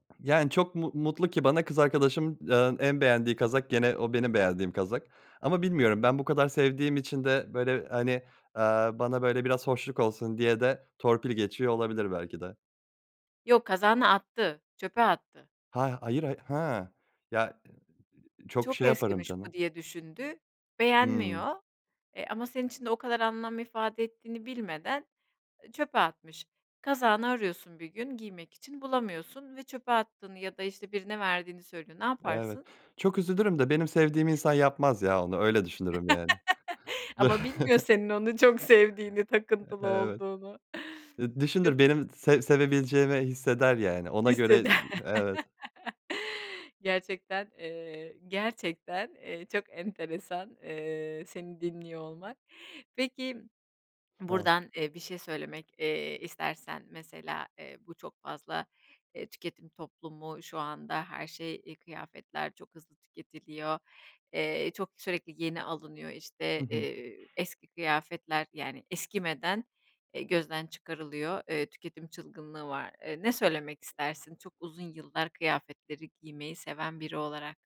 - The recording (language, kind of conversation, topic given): Turkish, podcast, Hangi kıyafet seni daha neşeli hissettirir?
- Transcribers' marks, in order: giggle; laugh; chuckle; unintelligible speech; unintelligible speech; laugh; other background noise